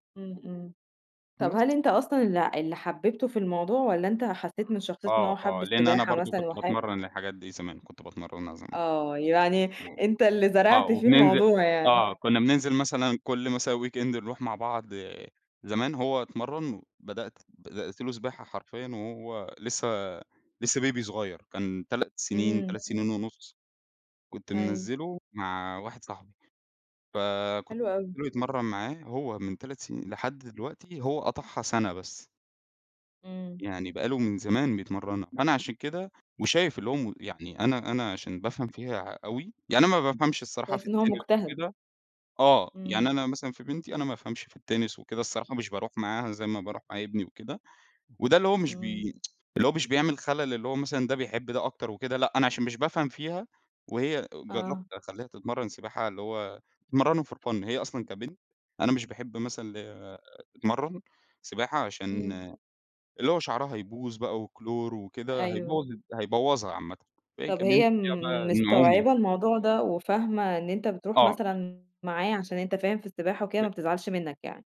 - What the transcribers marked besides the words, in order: tapping; in English: "weekend"; in English: "baby"; unintelligible speech; tsk; in English: "for fun"; unintelligible speech
- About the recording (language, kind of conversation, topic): Arabic, podcast, بتعمل إيه لما الضغوط تتراكم عليك فجأة؟